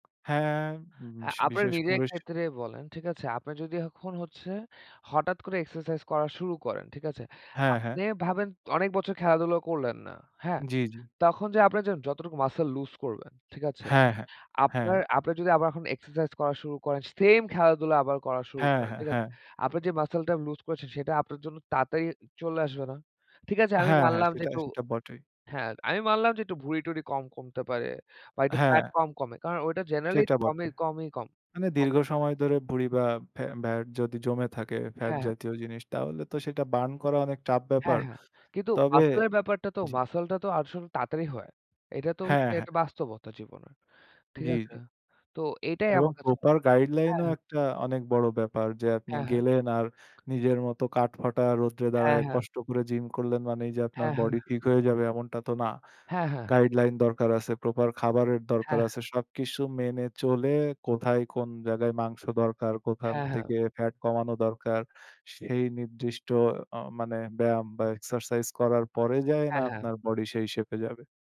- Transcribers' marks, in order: tapping; "একটু" said as "এটু"; other background noise; unintelligible speech; "যেয়ে" said as "যায়ে"
- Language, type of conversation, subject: Bengali, unstructured, অনেক মানুষ কেন ব্যায়াম করতে ভয় পান?